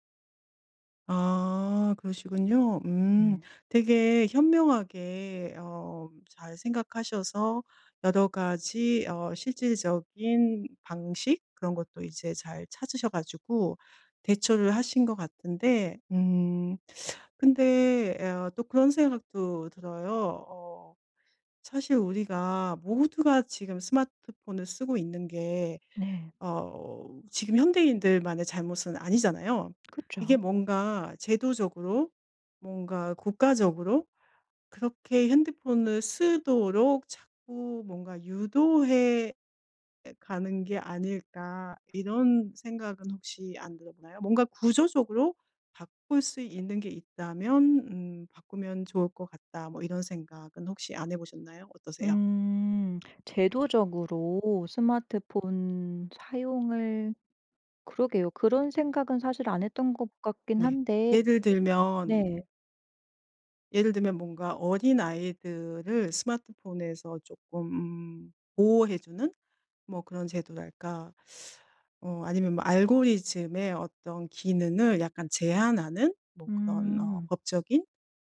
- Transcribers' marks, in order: teeth sucking; teeth sucking
- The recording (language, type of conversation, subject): Korean, podcast, 스마트폰 중독을 줄이는 데 도움이 되는 습관은 무엇인가요?